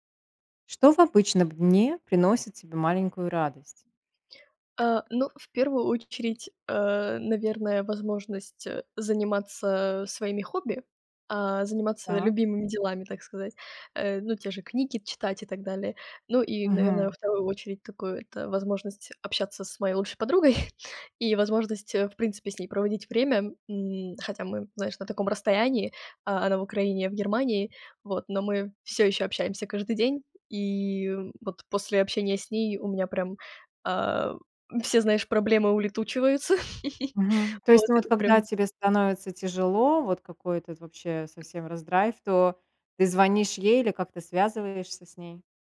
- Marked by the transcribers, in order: other background noise; chuckle; giggle; tapping; "раздрай" said as "раздрайв"
- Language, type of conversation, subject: Russian, podcast, Что в обычном дне приносит тебе маленькую радость?